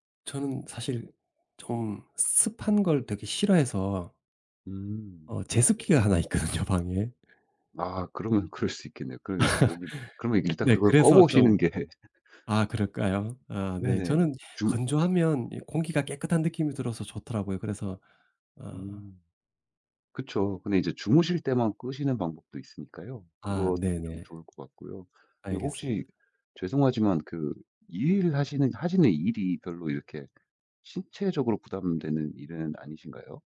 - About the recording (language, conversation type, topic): Korean, advice, 정해진 시간에 잠자리에 드는 습관이 잘 정착되지 않는데 어떻게 하면 좋을까요?
- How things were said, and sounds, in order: other background noise; laughing while speaking: "있거든요"; laugh; tapping; laughing while speaking: "보시는 게"